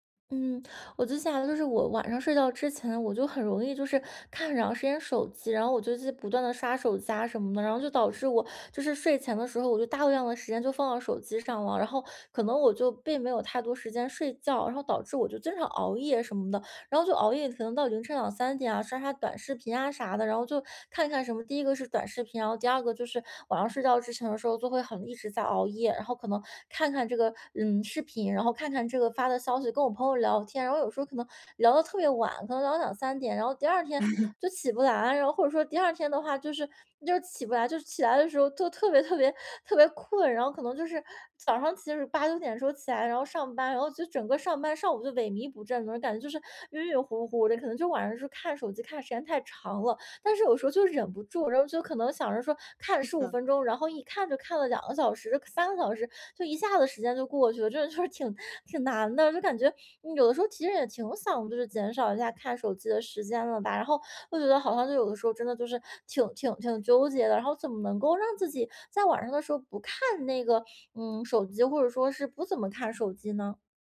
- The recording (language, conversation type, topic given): Chinese, advice, 睡前如何减少使用手机和其他屏幕的时间？
- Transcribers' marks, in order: laugh; laughing while speaking: "特别 特别 特别困"